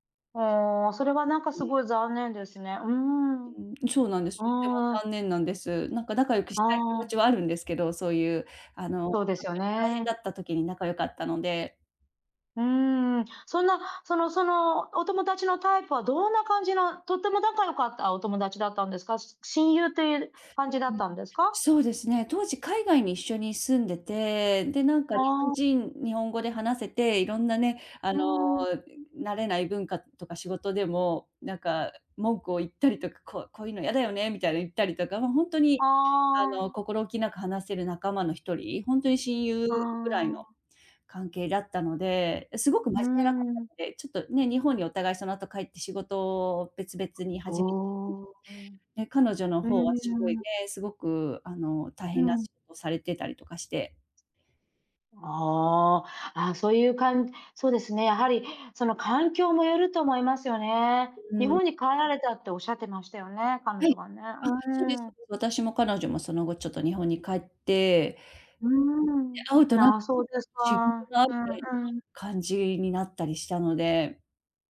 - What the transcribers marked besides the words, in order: other background noise; other noise; unintelligible speech; unintelligible speech; unintelligible speech
- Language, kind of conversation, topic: Japanese, advice, 友人関係が変わって新しい交友関係を作る必要があると感じるのはなぜですか？